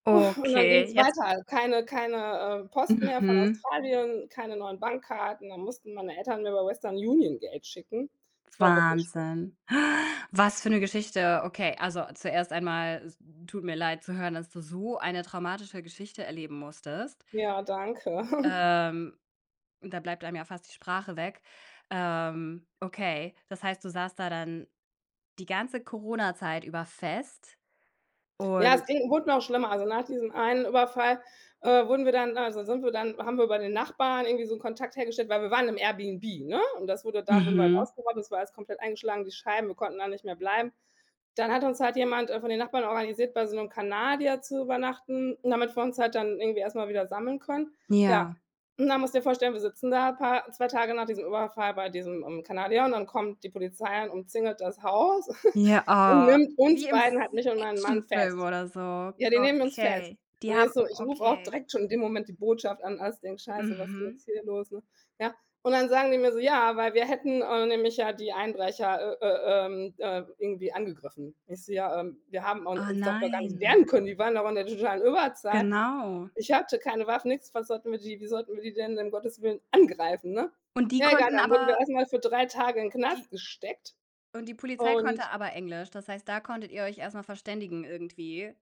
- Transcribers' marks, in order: other noise; drawn out: "Okay"; tapping; inhale; stressed: "so"; chuckle; other background noise; chuckle; drawn out: "nein"; stressed: "angreifen"
- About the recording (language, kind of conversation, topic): German, podcast, Wie gehst du auf Reisen mit Sprachbarrieren um?